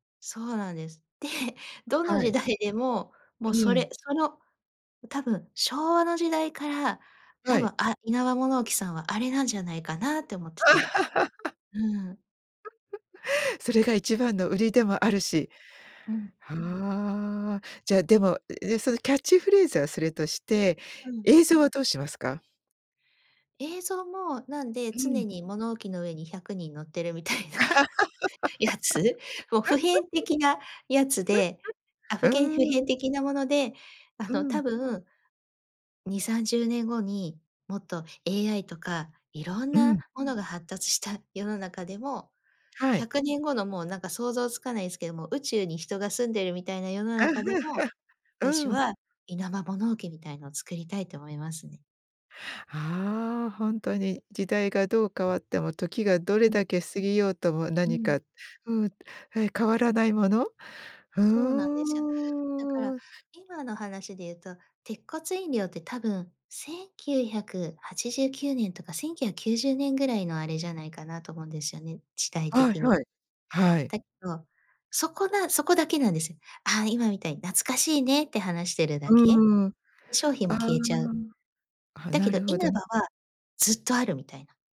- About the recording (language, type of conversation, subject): Japanese, podcast, 昔のCMで記憶に残っているものは何ですか?
- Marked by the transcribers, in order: laugh; laugh; laugh; laughing while speaking: "みたいな"; other noise; laugh; drawn out: "うーん"